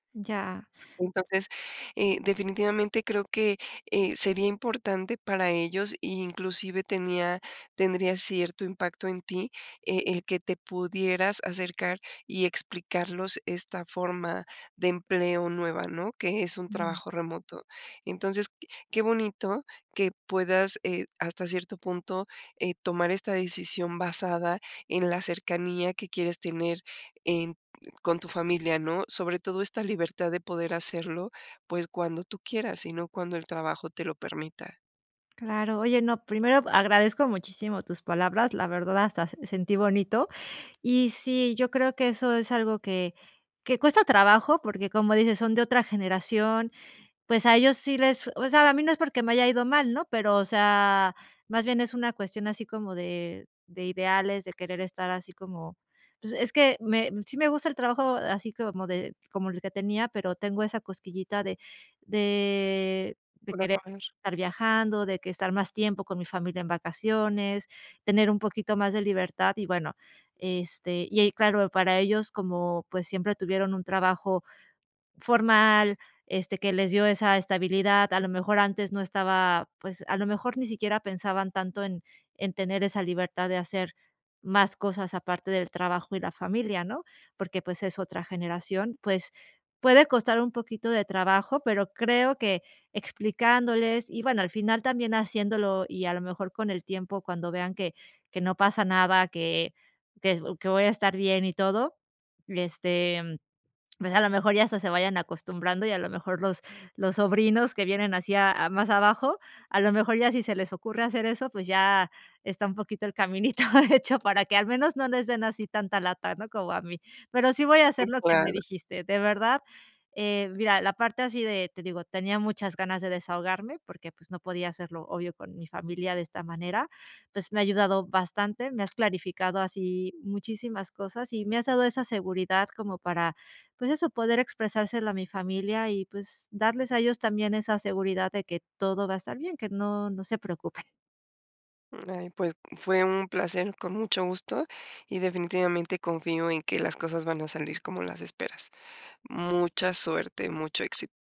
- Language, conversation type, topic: Spanish, advice, ¿Cómo puedo manejar el juicio por elegir un estilo de vida diferente al esperado (sin casa ni hijos)?
- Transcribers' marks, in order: laughing while speaking: "hecho"